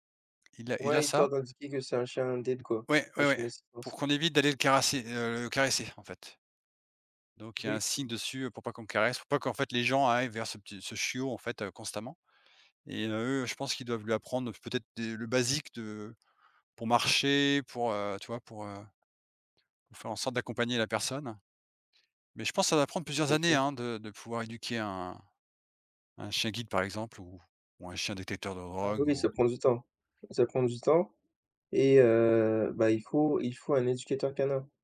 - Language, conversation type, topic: French, unstructured, Avez-vous déjà vu un animal faire quelque chose d’incroyable ?
- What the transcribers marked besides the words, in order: other noise; tapping